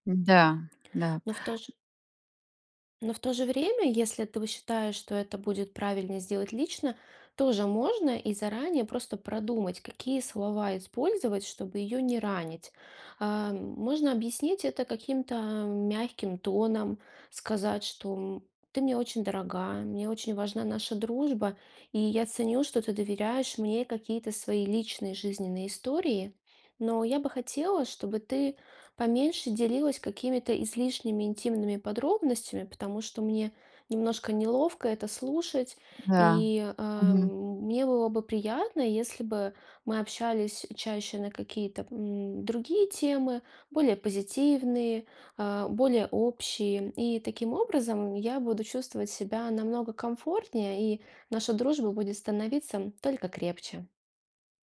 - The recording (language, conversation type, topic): Russian, advice, Как мне правильно дистанцироваться от токсичного друга?
- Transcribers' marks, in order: other noise; tapping